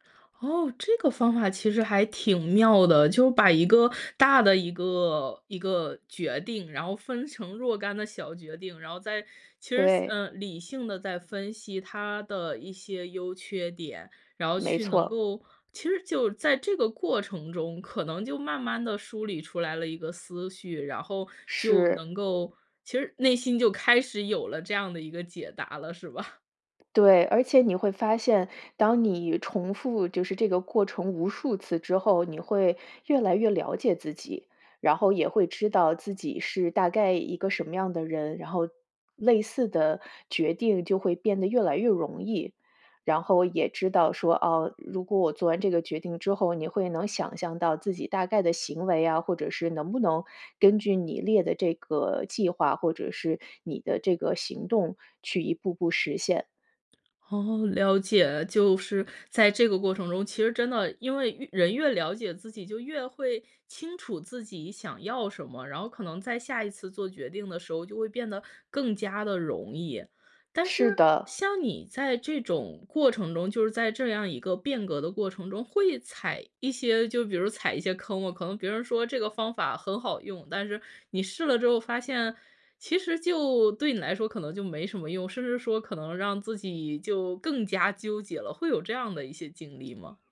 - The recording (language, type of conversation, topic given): Chinese, podcast, 你有什么办法能帮自己更快下决心、不再犹豫吗？
- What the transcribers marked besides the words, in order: chuckle